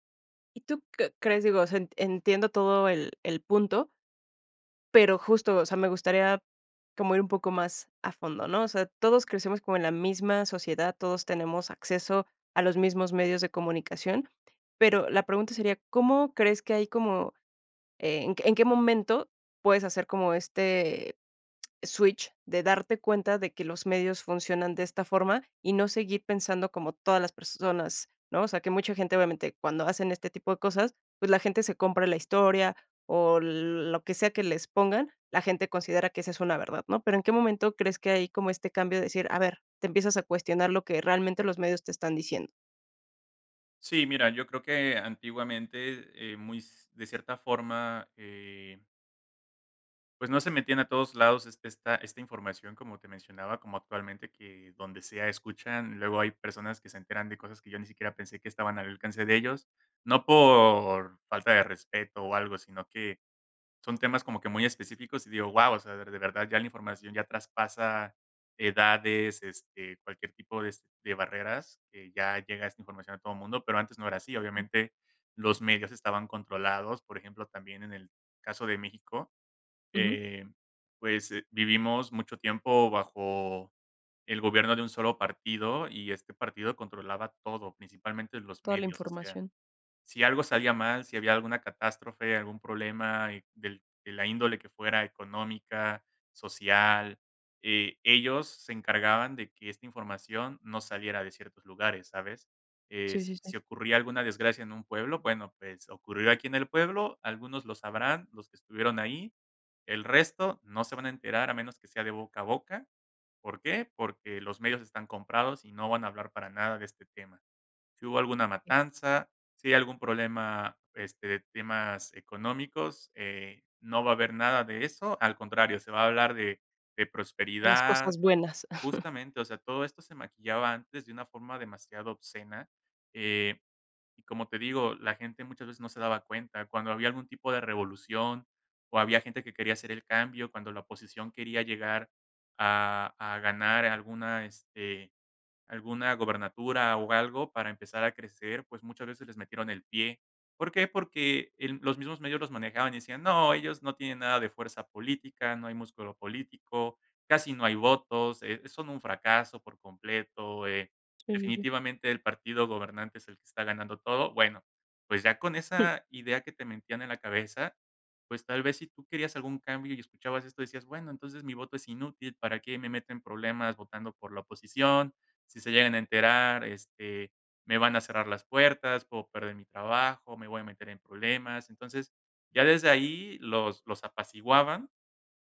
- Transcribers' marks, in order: other noise; other background noise; chuckle; unintelligible speech
- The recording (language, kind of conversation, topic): Spanish, podcast, ¿Qué papel tienen los medios en la creación de héroes y villanos?
- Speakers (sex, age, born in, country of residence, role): female, 35-39, Mexico, Mexico, host; male, 30-34, Mexico, Mexico, guest